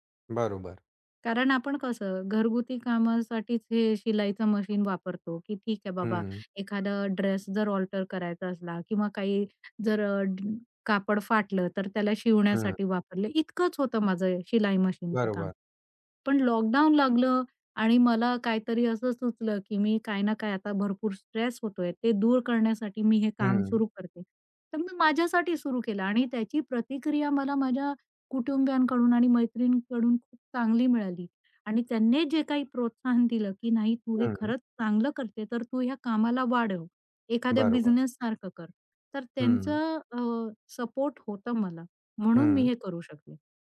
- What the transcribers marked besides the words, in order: tapping; other background noise
- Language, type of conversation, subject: Marathi, podcast, हा प्रकल्प तुम्ही कसा सुरू केला?